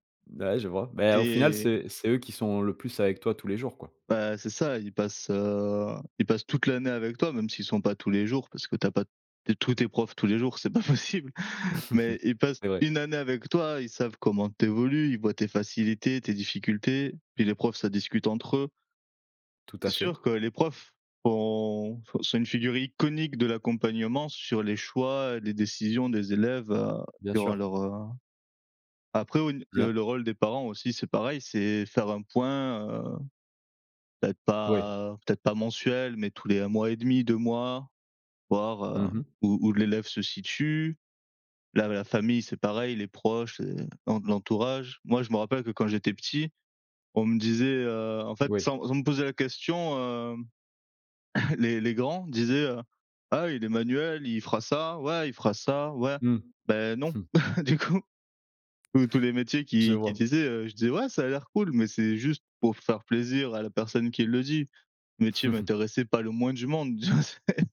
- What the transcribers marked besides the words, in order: other background noise; laughing while speaking: "c'est pas possible"; chuckle; chuckle; chuckle; chuckle; chuckle; laughing while speaking: "tu vois ? C'est"
- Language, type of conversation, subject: French, unstructured, Faut-il donner plus de liberté aux élèves dans leurs choix d’études ?